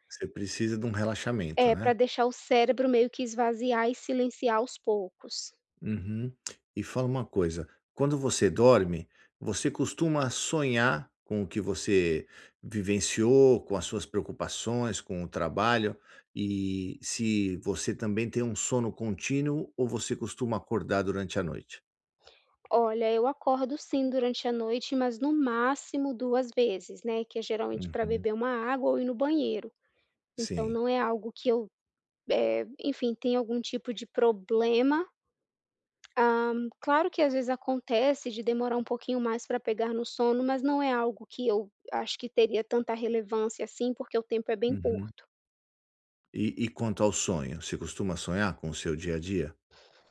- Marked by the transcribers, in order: tapping
- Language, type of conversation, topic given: Portuguese, advice, Como posso me sentir mais disposto ao acordar todas as manhãs?